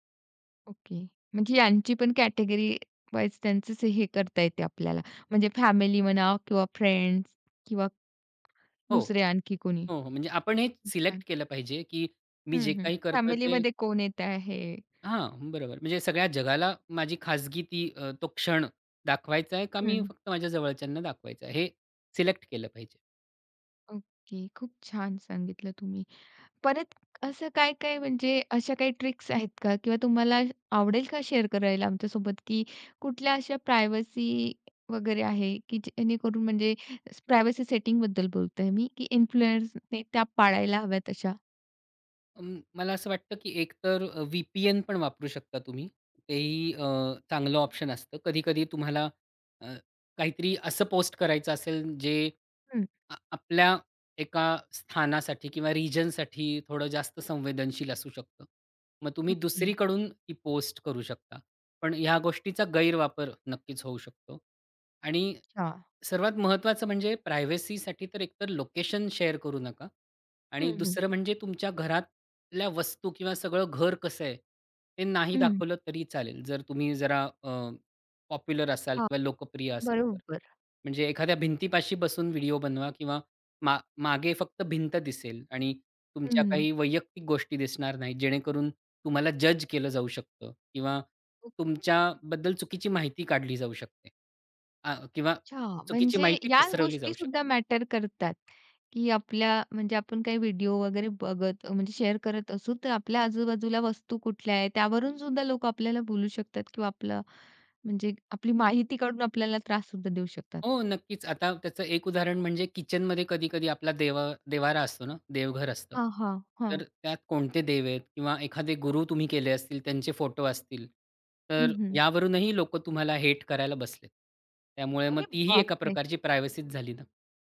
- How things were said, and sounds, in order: in English: "कॅटेगरी वाईज"; other background noise; in English: "सिलेक्ट"; in English: "सिलेक्ट"; in English: "ट्रिक्स"; in English: "शेअर"; in English: "प्रायव्हसी"; in English: "प्रायव्हसी सेटिंगबद्दल"; in English: "इन्फ्लुएन्सर्सने"; in English: "ऑप्शन"; in English: "रिजनसाठी"; in English: "प्रायव्हसीसाठी"; in English: "लोकेशन शेअर"; in English: "पॉप्युलर"; in English: "जज"; in English: "मॅटर"; in English: "शेअर"; in English: "हेट"; afraid: "अरे बापरे!"; in English: "प्रायव्हसीच"; tapping
- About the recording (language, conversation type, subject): Marathi, podcast, प्रभावकाने आपली गोपनीयता कशी जपावी?